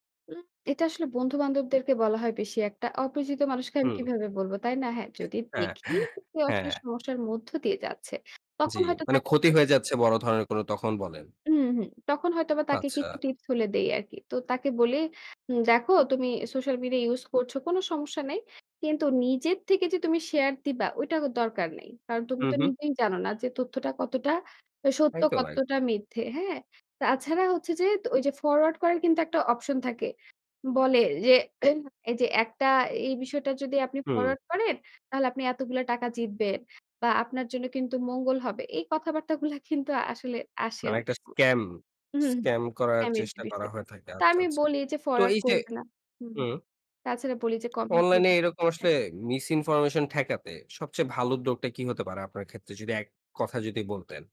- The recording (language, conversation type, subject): Bengali, podcast, ভুল তথ্য ও গুজব ছড়ানোকে আমরা কীভাবে মোকাবিলা করব?
- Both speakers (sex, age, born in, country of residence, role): female, 25-29, Bangladesh, Bangladesh, guest; male, 60-64, Bangladesh, Bangladesh, host
- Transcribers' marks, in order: tapping; chuckle; "হলেও" said as "থুলেও"; other background noise; cough